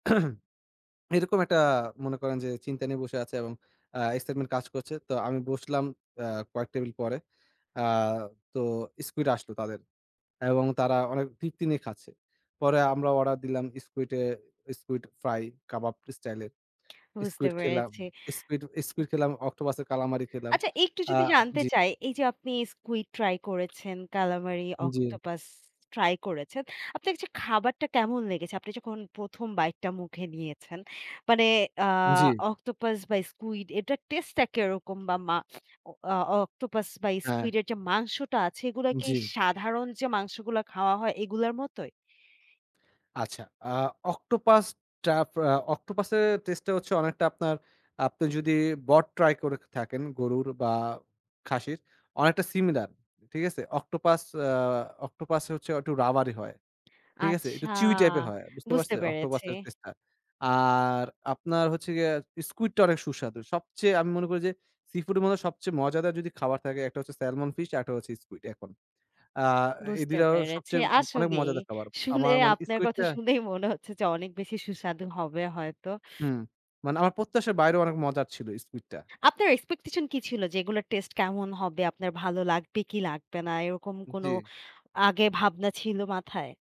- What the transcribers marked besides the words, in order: throat clearing; in English: "bite"; horn; in English: "rubbery"; in English: "chewy"; drawn out: "আচ্ছা"; laughing while speaking: "শুনে আপনার কথা শুনেই"
- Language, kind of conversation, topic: Bengali, podcast, আপনি কি কখনো অচেনা কোনো খাবার খেয়ে চমকে উঠেছেন?